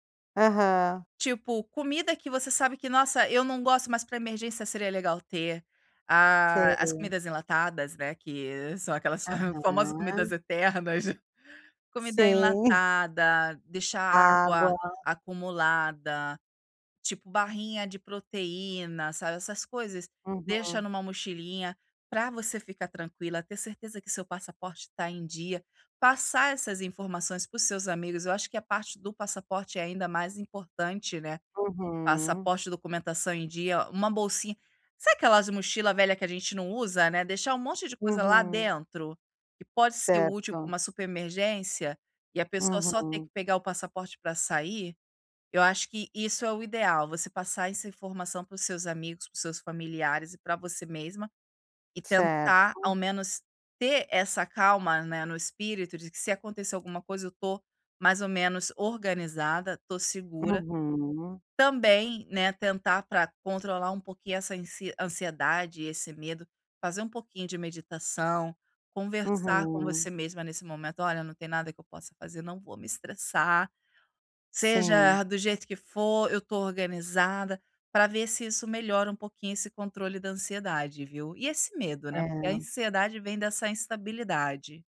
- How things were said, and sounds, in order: drawn out: "Aham"; chuckle; tapping
- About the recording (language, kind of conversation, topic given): Portuguese, advice, Como posso lidar com a incerteza e a ansiedade quando tudo parece fora de controle?